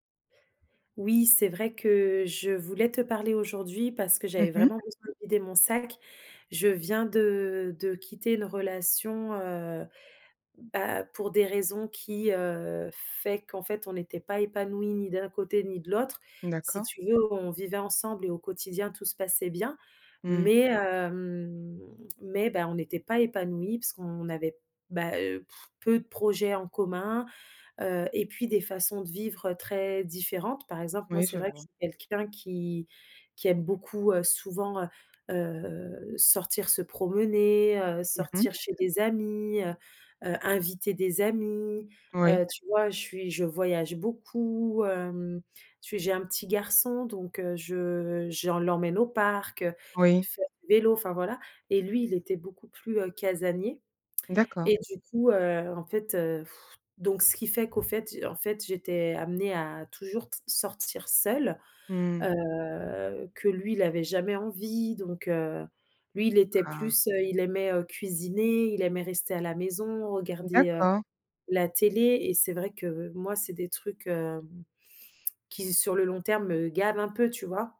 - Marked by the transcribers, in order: drawn out: "hem"; blowing; blowing; tapping
- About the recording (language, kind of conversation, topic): French, advice, Pourquoi envisagez-vous de quitter une relation stable mais non épanouissante ?